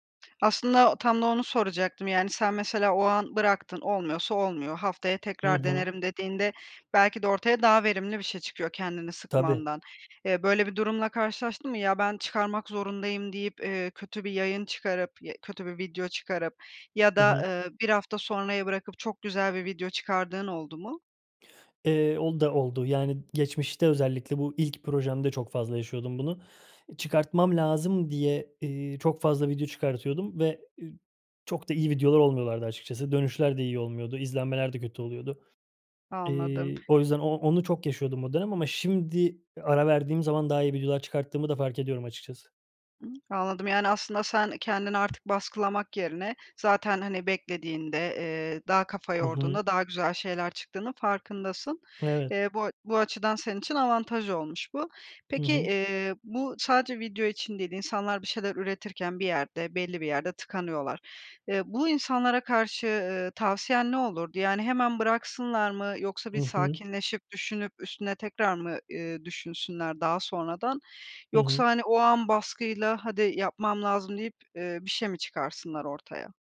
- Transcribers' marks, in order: none
- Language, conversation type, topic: Turkish, podcast, Yaratıcı tıkanıklıkla başa çıkma yöntemlerin neler?